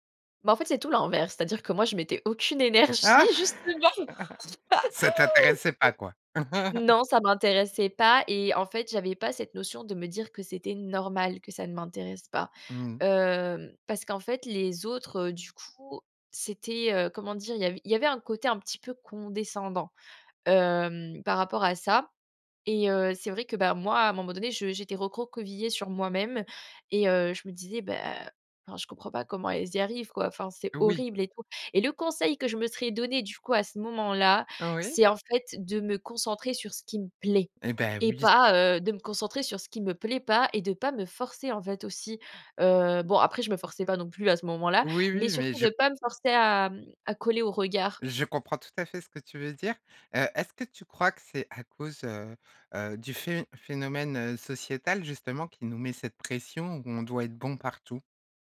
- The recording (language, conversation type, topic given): French, podcast, Quel conseil donnerais-tu à ton moi adolescent ?
- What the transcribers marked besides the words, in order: laugh; laughing while speaking: "énergie, justement"; laugh; stressed: "normal"; tapping; stressed: "plaît"; other background noise